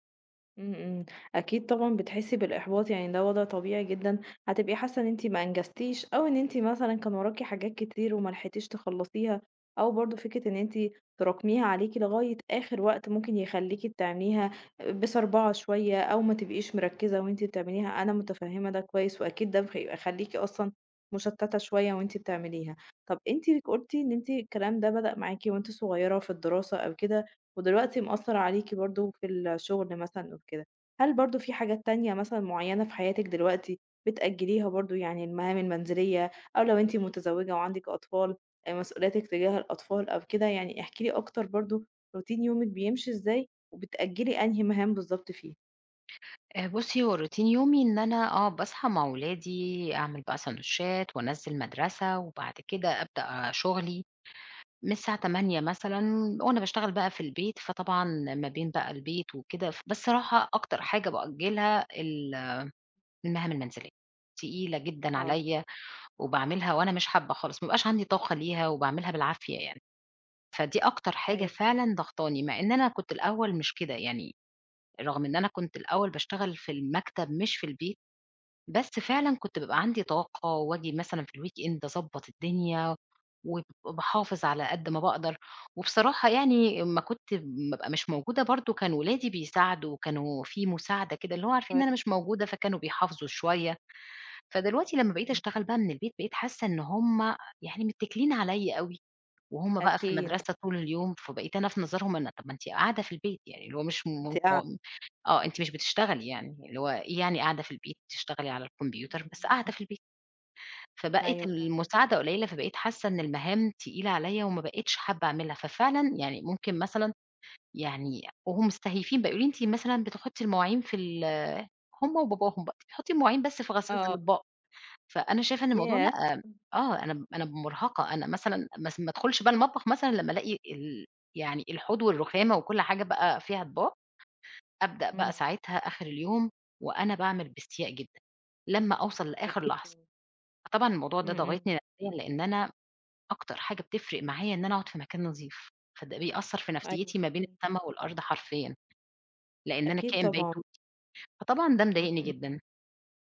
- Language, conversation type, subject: Arabic, advice, إزاي بتأجّل المهام المهمة لآخر لحظة بشكل متكرر؟
- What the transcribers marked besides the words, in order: other background noise; in English: "Routine"; in English: "روتين"; in English: "الweekend"; other noise; unintelligible speech; "بقى" said as "مقى"; tapping